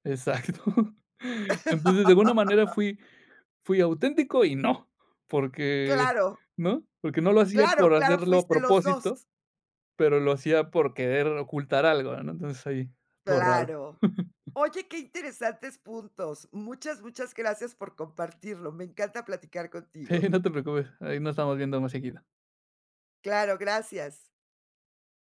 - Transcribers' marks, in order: chuckle; laugh; chuckle
- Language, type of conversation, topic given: Spanish, podcast, ¿Qué significa para ti ser auténtico al crear?